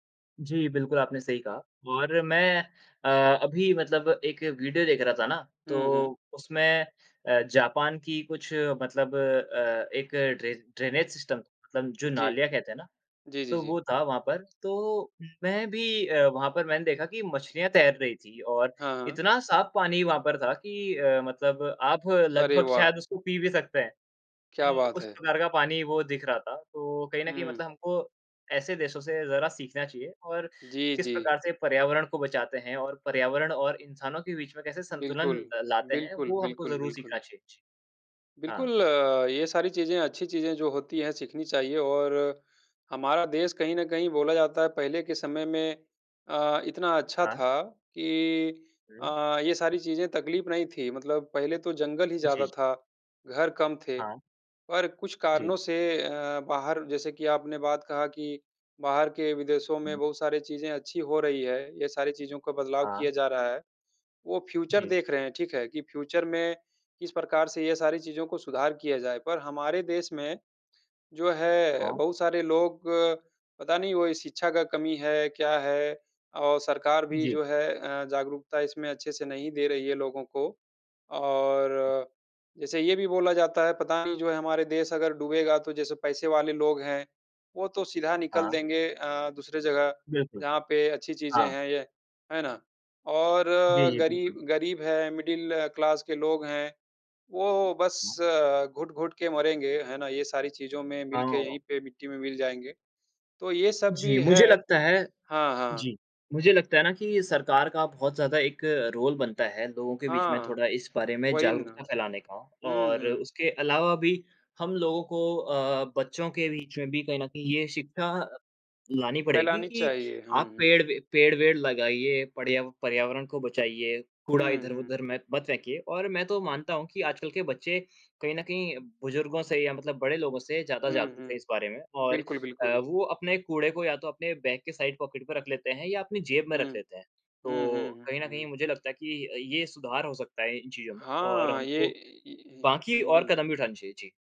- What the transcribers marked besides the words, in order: in English: "ड्रे ड्रेनेज सिस्टम"; in English: "फ्यूचर"; in English: "फ्यूचर"; in English: "मिडल क्लास"; in English: "रोल"; in English: "साइड पॉकेट"; other noise
- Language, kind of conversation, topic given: Hindi, unstructured, आजकल के पर्यावरण परिवर्तन के बारे में आपका क्या विचार है?
- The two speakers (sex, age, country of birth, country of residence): male, 20-24, India, India; male, 30-34, India, India